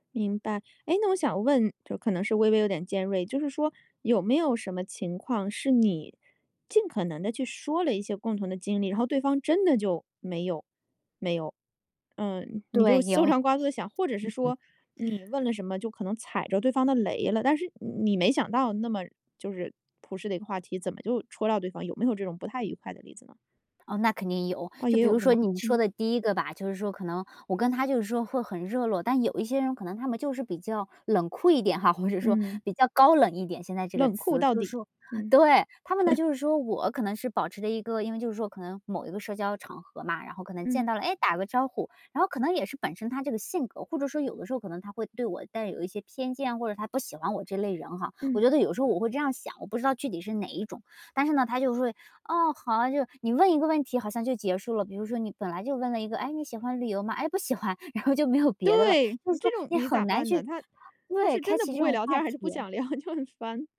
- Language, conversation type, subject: Chinese, podcast, 你觉得哪些共享经历能快速拉近陌生人距离？
- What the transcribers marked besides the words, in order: laugh; laughing while speaking: "哈，或者说"; laugh; laughing while speaking: "然后就没有别的了"; laughing while speaking: "不想聊？"